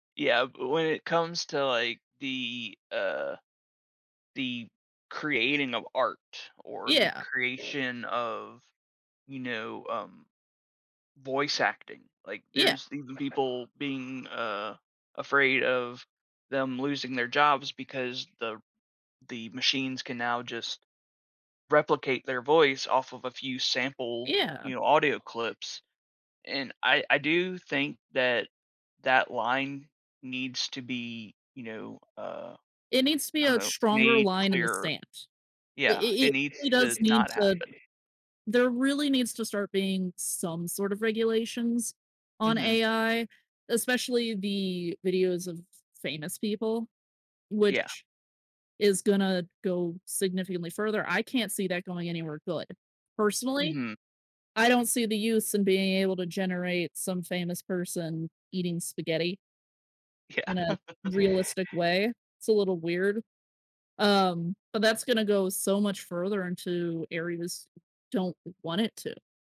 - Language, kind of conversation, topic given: English, unstructured, How can I cope with rapid technological changes in entertainment?
- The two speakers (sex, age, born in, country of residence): female, 20-24, United States, United States; male, 35-39, United States, United States
- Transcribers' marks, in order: other background noise; "sand" said as "sant"; laughing while speaking: "Yeah"; chuckle; tapping